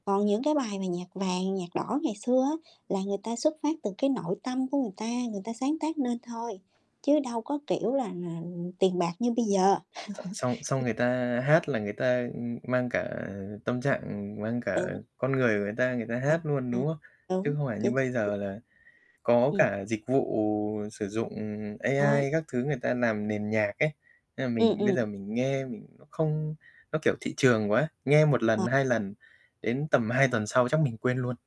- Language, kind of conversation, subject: Vietnamese, unstructured, Bạn có thể kể về một bộ phim hoặc bài hát khiến bạn nhớ mãi không?
- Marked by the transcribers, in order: chuckle; other background noise; tapping; unintelligible speech; unintelligible speech